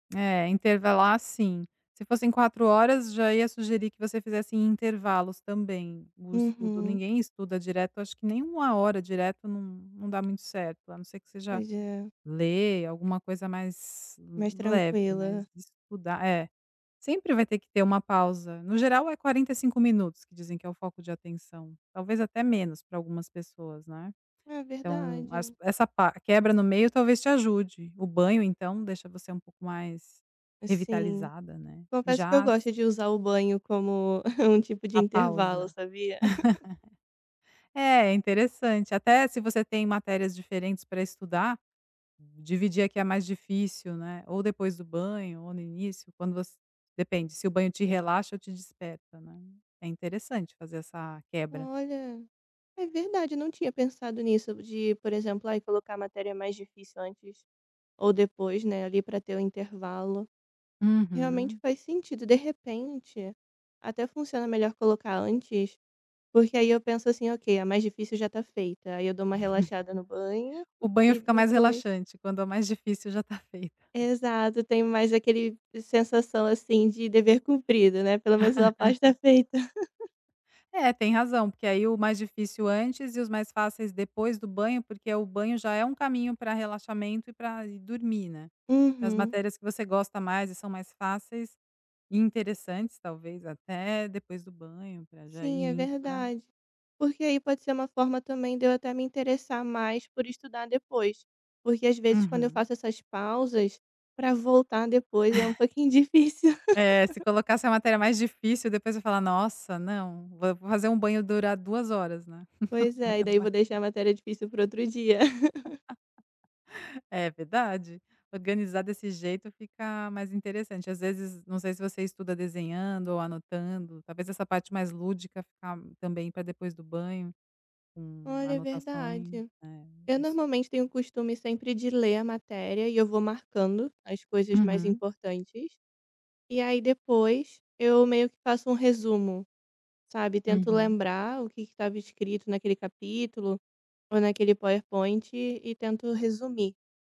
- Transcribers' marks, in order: tapping; other background noise; chuckle; chuckle; chuckle; chuckle; chuckle; chuckle
- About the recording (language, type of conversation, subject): Portuguese, advice, Como posso manter uma rotina diária de trabalho ou estudo, mesmo quando tenho dificuldade?